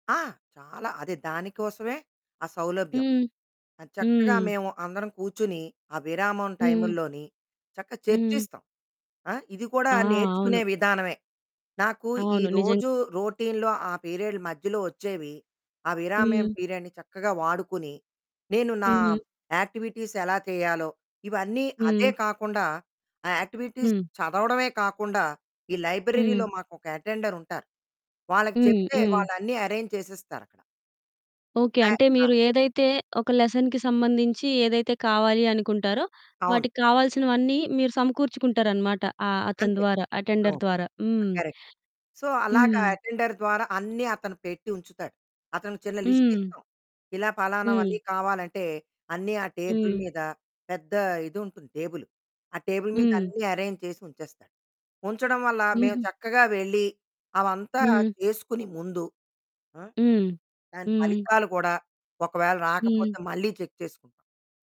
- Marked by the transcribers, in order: other background noise; in English: "రొటీన్‌లో"; in English: "పీరియడ్"; in English: "యాక్టివిటీస్"; in English: "యాక్టివిటీస్"; in English: "లైబ్రరీలో"; in English: "అరేంజ్"; in English: "లెసన్‌కి"; in English: "అటెండర్"; in English: "సో"; in English: "అటెండర్"; in English: "లిస్ట్"; in English: "టేబుల్"; in English: "టేబుల్"; distorted speech; in English: "అరేంజ్"; in English: "చెక్"
- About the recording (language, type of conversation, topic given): Telugu, podcast, మీ దైనందిన దినచర్యలో నేర్చుకోవడానికి సమయాన్ని ఎలా కేటాయిస్తారు?